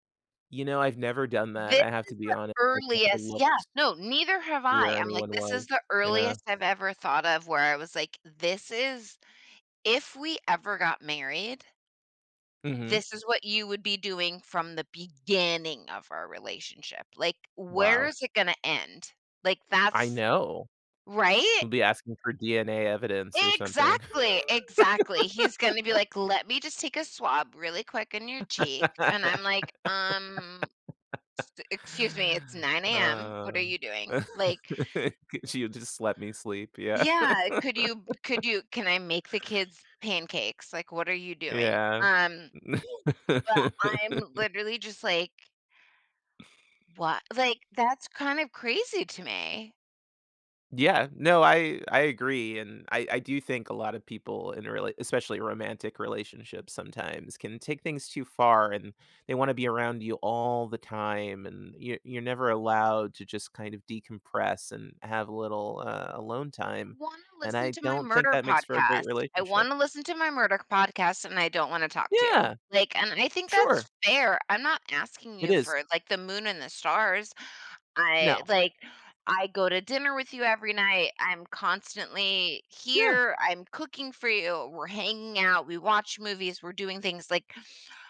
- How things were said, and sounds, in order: tapping; stressed: "beginning"; laugh; laugh; chuckle; laughing while speaking: "She'd just"; laugh; laugh; other background noise
- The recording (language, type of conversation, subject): English, unstructured, How can I balance giving someone space while staying close to them?
- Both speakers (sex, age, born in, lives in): female, 35-39, United States, United States; male, 40-44, United States, United States